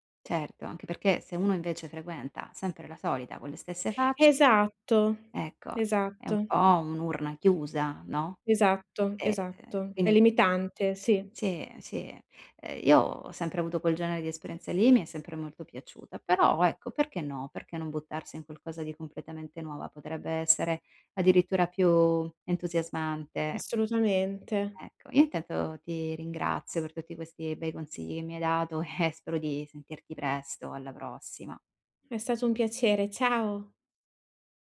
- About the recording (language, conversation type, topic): Italian, advice, Come posso creare connessioni significative partecipando ad attività locali nella mia nuova città?
- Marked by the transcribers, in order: other background noise; laughing while speaking: "e"